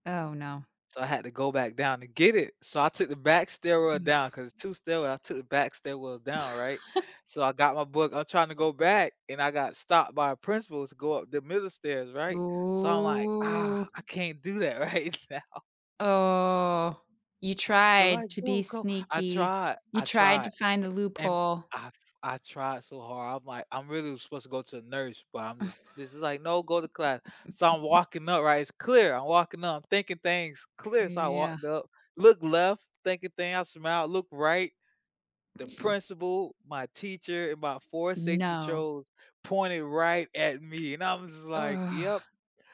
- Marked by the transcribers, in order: other background noise; laugh; drawn out: "Ooh"; laughing while speaking: "right now"; drawn out: "Oh"; put-on voice: "Go, go"; chuckle; scoff; tapping
- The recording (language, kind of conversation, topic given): English, unstructured, How did that first report card shape your attitude toward school?